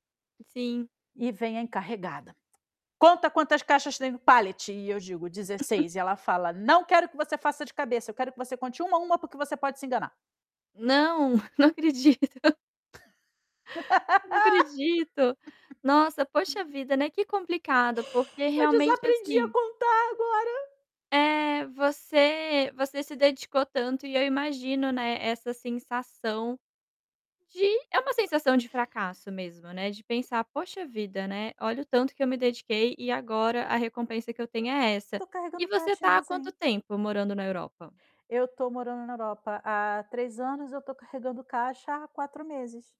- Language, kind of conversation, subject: Portuguese, advice, Desânimo após um fracasso ou retrocesso
- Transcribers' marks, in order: chuckle; chuckle; laughing while speaking: "acredito"; laugh; laughing while speaking: "Eu desaprendi a contar agora"; other background noise